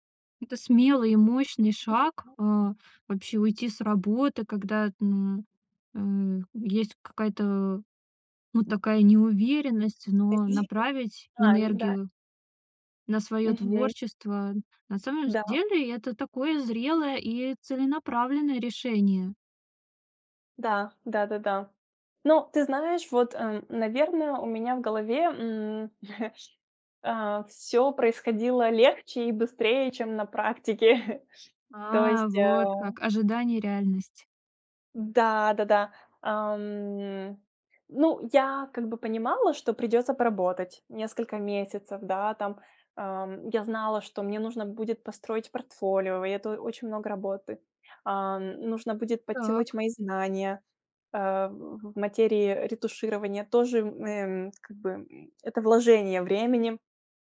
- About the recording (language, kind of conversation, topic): Russian, advice, Как принять, что разрыв изменил мои жизненные планы, и не терять надежду?
- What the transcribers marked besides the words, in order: unintelligible speech; chuckle; chuckle; other background noise